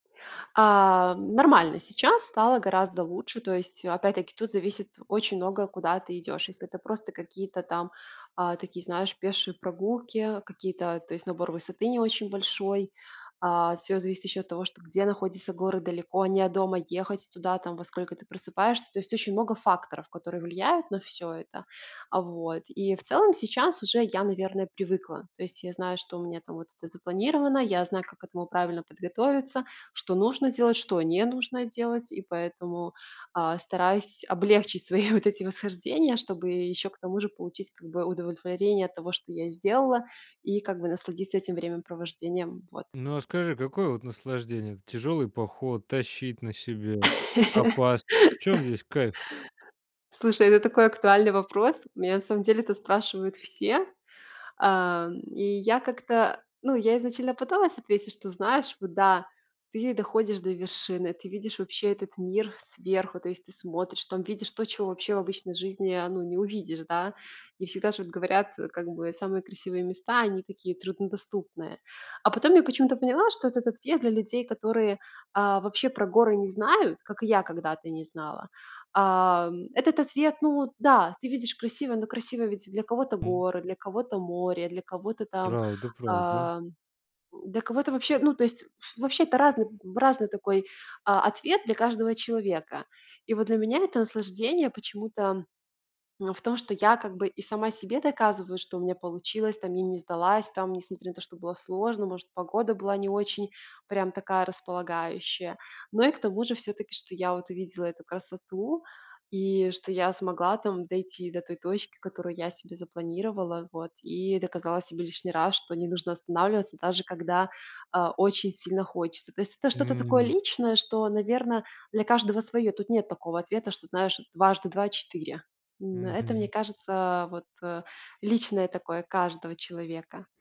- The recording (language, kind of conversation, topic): Russian, podcast, Какие планы или мечты у тебя связаны с хобби?
- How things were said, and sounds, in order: chuckle; laugh